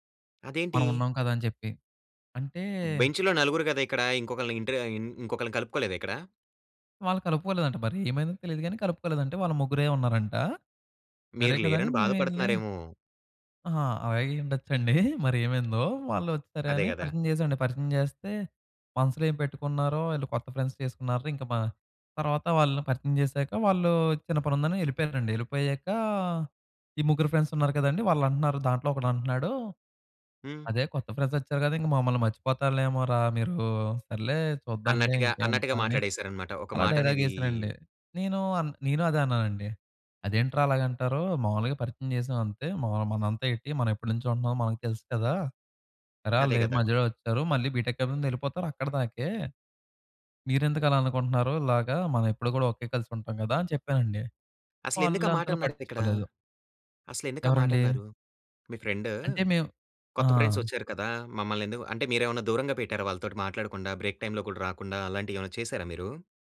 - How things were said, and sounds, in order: in English: "బెంచ్‌లో"; laughing while speaking: "అయ్యిండొచ్చండి. మరేమైందో?"; in English: "ఫ్రెండ్స్"; in English: "ఫ్రెండ్స్"; in English: "డైలాగ్"; in English: "బీటెక్"; in English: "బ్రేక్ టైమ్‌లో"
- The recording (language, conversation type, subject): Telugu, podcast, ఒక కొత్త సభ్యుడిని జట్టులో ఎలా కలుపుకుంటారు?